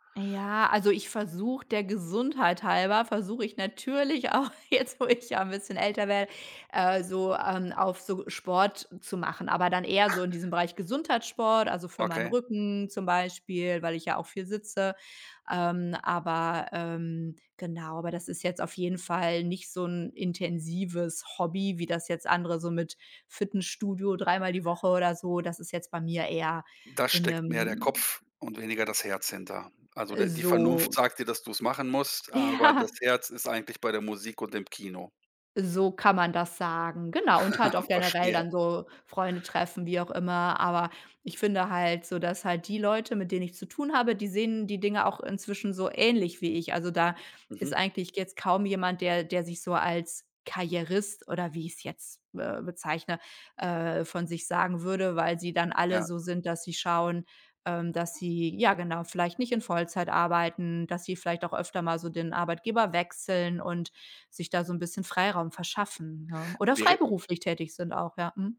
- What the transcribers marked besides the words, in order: laughing while speaking: "auch jetzt, wo ich ja"; chuckle; laughing while speaking: "Ja"; chuckle; laughing while speaking: "Verstehe"; other background noise
- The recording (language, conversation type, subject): German, podcast, Wie findest du in deinem Job eine gute Balance zwischen Arbeit und Privatleben?